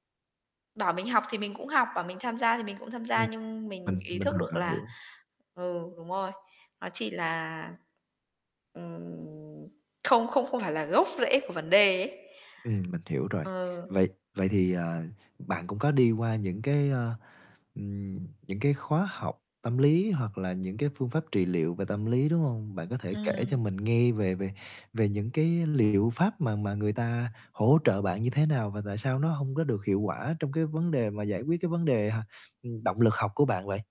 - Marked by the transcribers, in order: static; laughing while speaking: "gốc"; tapping; distorted speech
- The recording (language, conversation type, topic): Vietnamese, podcast, Làm sao bạn giữ được động lực học khi cảm thấy chán nản?